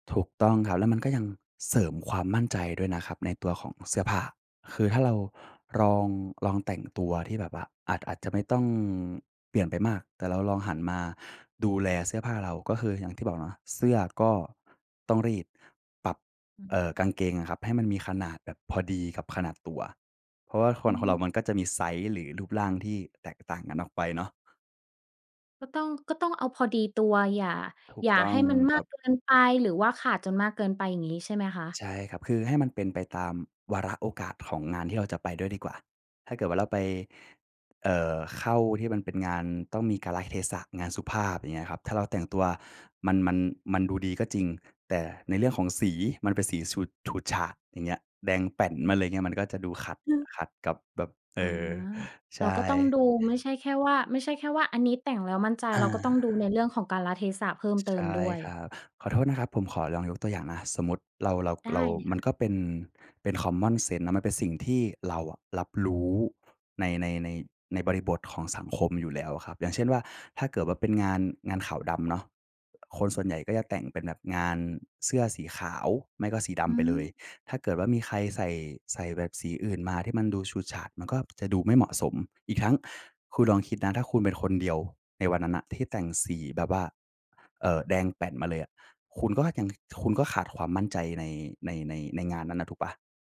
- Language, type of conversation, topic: Thai, podcast, การแต่งตัวส่งผลต่อความมั่นใจของคุณมากแค่ไหน?
- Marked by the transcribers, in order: other background noise; other noise